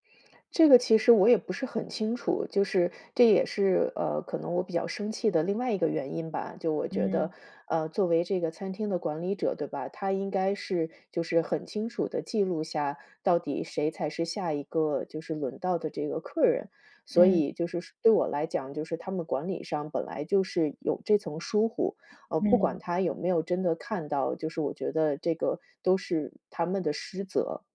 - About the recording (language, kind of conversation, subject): Chinese, advice, 我怎样才能更好地控制冲动和情绪反应？
- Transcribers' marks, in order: tapping; other background noise